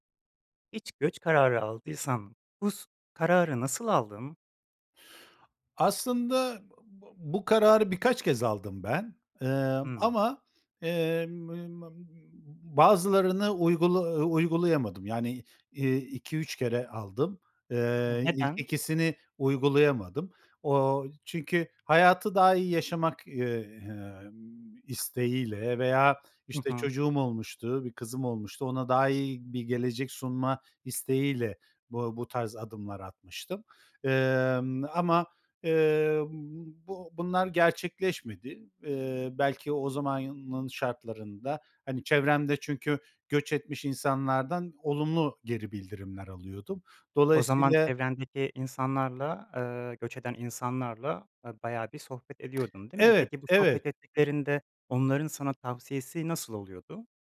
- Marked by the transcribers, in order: unintelligible speech; unintelligible speech; other noise
- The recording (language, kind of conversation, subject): Turkish, podcast, Göç deneyimi yaşadıysan, bu süreç seni nasıl değiştirdi?